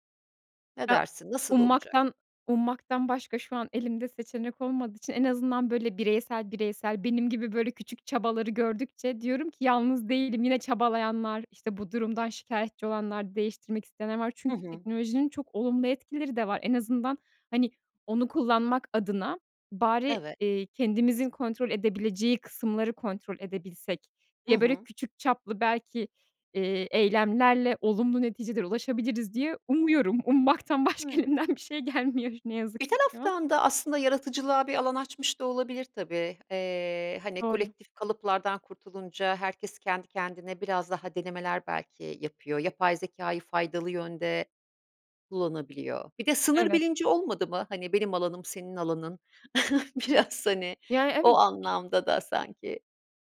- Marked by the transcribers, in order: laughing while speaking: "Ummaktan başka elimden bir şey gelmiyor"; other background noise; unintelligible speech; chuckle; laughing while speaking: "biraz hani"
- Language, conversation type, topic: Turkish, podcast, Telefonu masadan kaldırmak buluşmaları nasıl etkiler, sence?